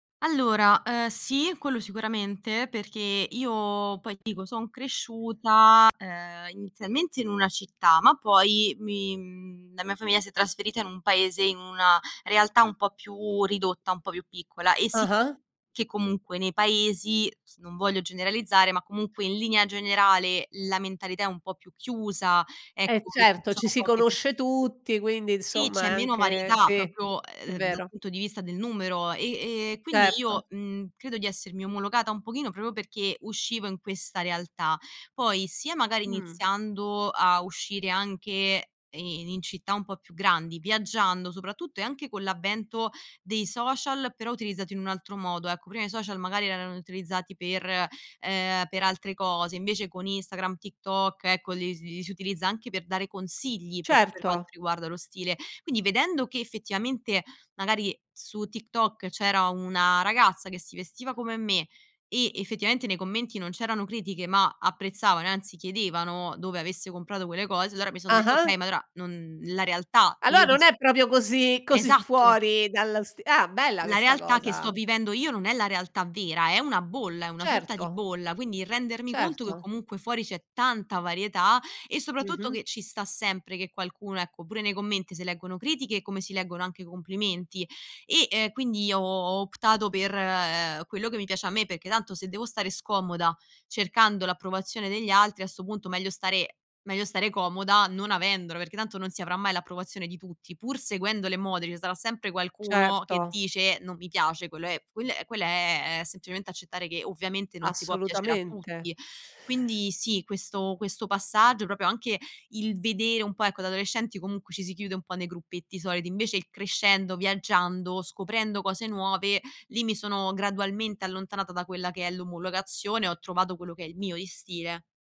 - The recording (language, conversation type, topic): Italian, podcast, Come pensi che evolva il tuo stile con l’età?
- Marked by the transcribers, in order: other background noise; laughing while speaking: "così fuori"; "proprio" said as "propio"